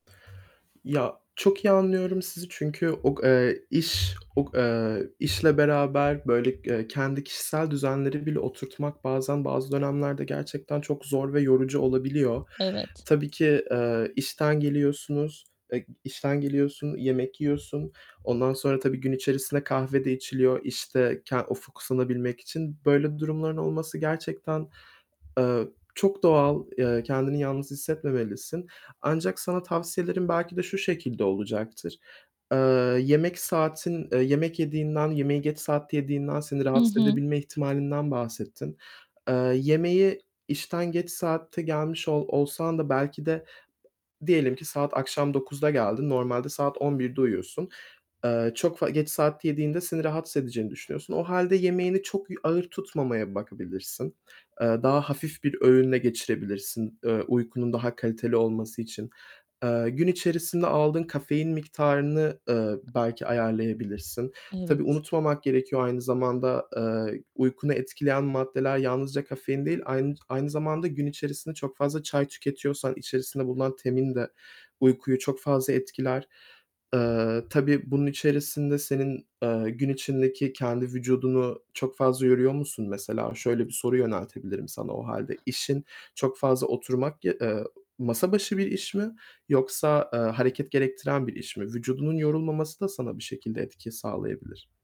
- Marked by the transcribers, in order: other background noise; tapping; distorted speech; "tein" said as "temin"; static
- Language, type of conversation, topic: Turkish, advice, Neden uzun süre uyuyamıyorum ve sabahları bitkin hissediyorum?
- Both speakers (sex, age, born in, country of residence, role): female, 40-44, Turkey, Portugal, user; male, 20-24, Turkey, Germany, advisor